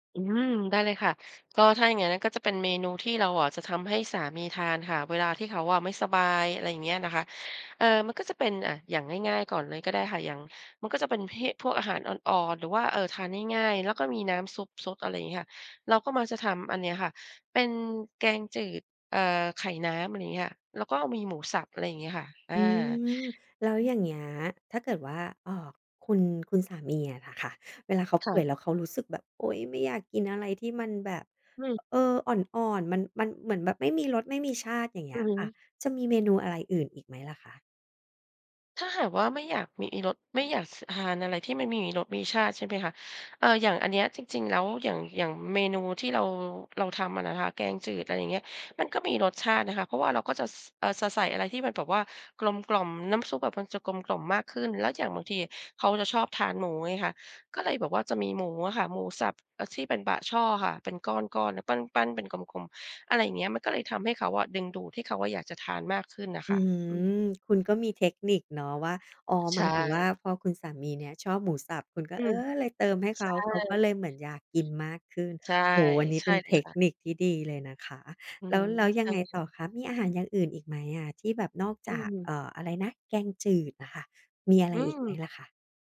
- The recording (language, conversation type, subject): Thai, podcast, เวลามีคนป่วย คุณชอบทำอะไรให้เขากิน?
- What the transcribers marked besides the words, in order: none